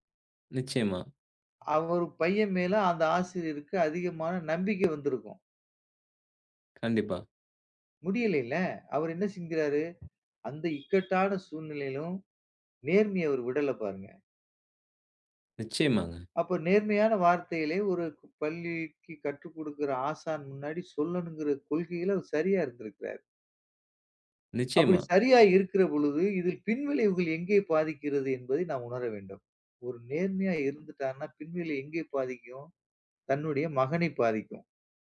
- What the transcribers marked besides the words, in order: other noise
- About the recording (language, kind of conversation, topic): Tamil, podcast, நேர்மை நம்பிக்கையை உருவாக்குவதில் எவ்வளவு முக்கியம்?